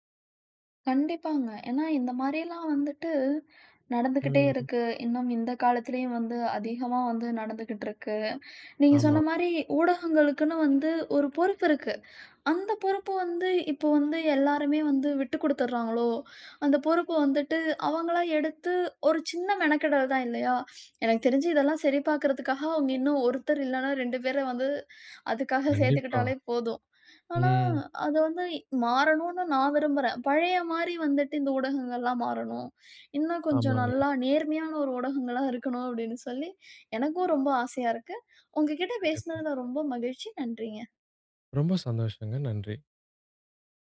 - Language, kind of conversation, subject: Tamil, podcast, சமூக ஊடகம் நம்பிக்கையை உருவாக்க உதவுமா, அல்லது அதை சிதைக்குமா?
- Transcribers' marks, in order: unintelligible speech